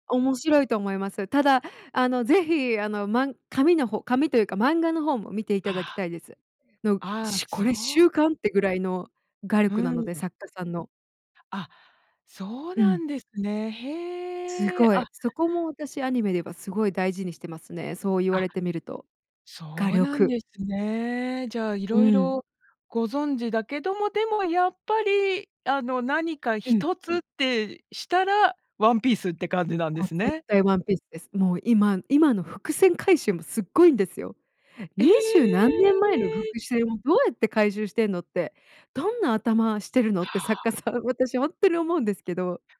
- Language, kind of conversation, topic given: Japanese, podcast, あなたの好きなアニメの魅力はどこにありますか？
- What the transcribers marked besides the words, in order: drawn out: "へえ"; drawn out: "え！"